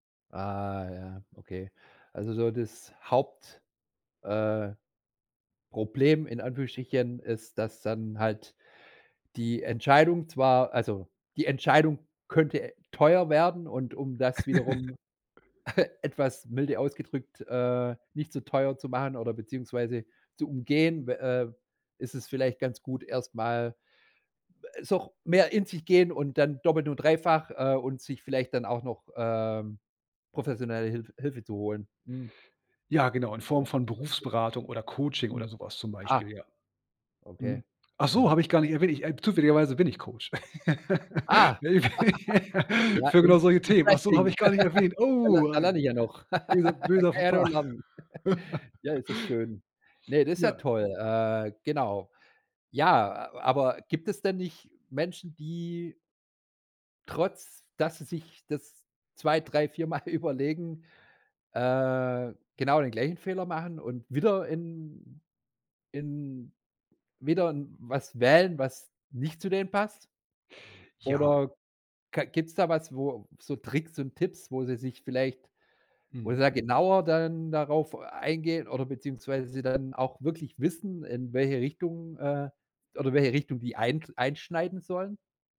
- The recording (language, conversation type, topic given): German, podcast, Wie kannst du selbst zum Mentor für andere werden?
- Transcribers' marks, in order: chuckle; laugh; other background noise; unintelligible speech; laugh; put-on voice: "interesting"; in English: "interesting"; laugh; laughing while speaking: "Ne, für"; laugh; giggle; surprised: "Oh"; laugh; laughing while speaking: "Mal"; drawn out: "äh"